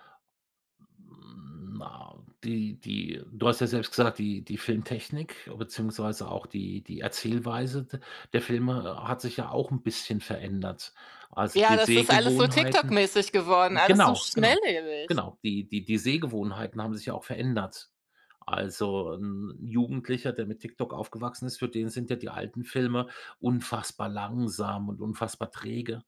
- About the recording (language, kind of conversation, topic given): German, podcast, Welcher Film hat dich als Kind am meisten gefesselt?
- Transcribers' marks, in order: none